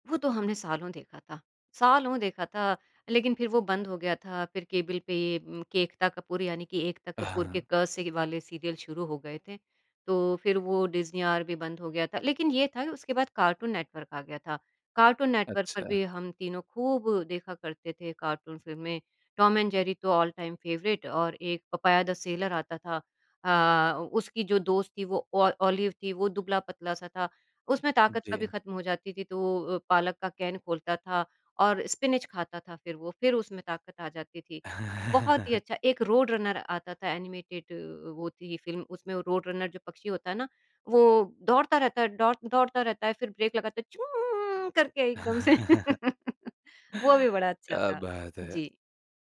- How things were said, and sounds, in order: in English: "सीरियल"; in English: "ब्रेक"; chuckle; in English: "कार्टून"; in English: "ऑल टाइम फ़ेवरेट"; in English: "कैन"; in English: "स्पिनच"; chuckle; in English: "एनिमेटेड"; chuckle; in English: "ब्रेक"; chuckle
- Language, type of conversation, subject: Hindi, podcast, किस पुराने विज्ञापन का जिंगल आपको आज भी याद है?